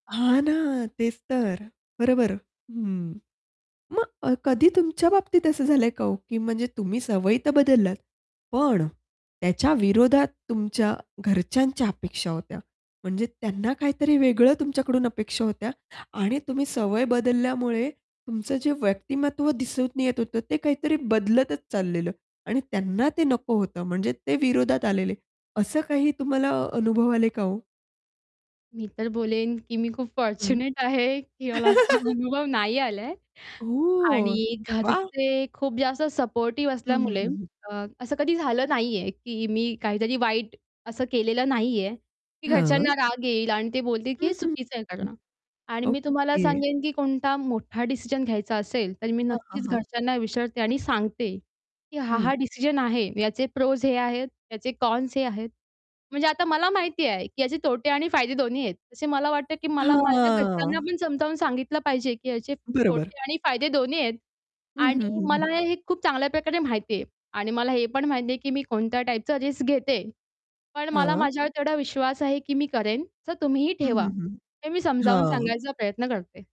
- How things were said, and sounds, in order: static; tapping; laughing while speaking: "फॉर्च्युनेट"; in English: "फॉर्च्युनेट"; laugh; laughing while speaking: "असा"; in English: "प्रोज"; in English: "कॉन्स"; drawn out: "हां"; distorted speech; in English: "रिस्क"
- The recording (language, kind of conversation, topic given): Marathi, podcast, रोजच्या सवयी बदलल्याने व्यक्तिमत्त्वात कसा बदल होतो?
- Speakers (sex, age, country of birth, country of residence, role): female, 20-24, India, India, guest; female, 30-34, India, India, host